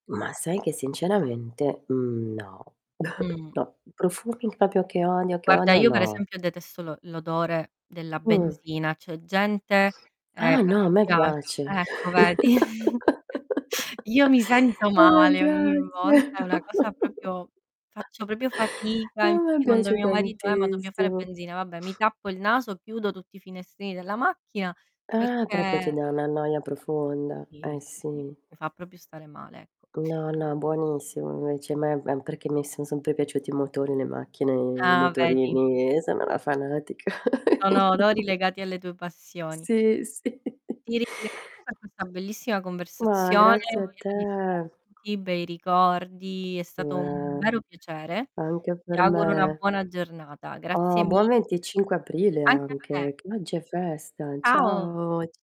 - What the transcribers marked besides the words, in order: chuckle; "proprio" said as "propio"; background speech; distorted speech; chuckle; laughing while speaking: "Io mi sento male ogni volta"; chuckle; laughing while speaking: "A me piace. A me piace tantissimo"; "proprio" said as "propio"; "proprio" said as "propio"; chuckle; "proprio" said as "propio"; "proprio" said as "propio"; laughing while speaking: "e sono una fanatica, indi"; "quindi" said as "indi"; chuckle; laughing while speaking: "Sì, sì"; chuckle; tapping; other background noise
- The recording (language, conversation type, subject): Italian, unstructured, Qual è un profumo che ti riporta al passato?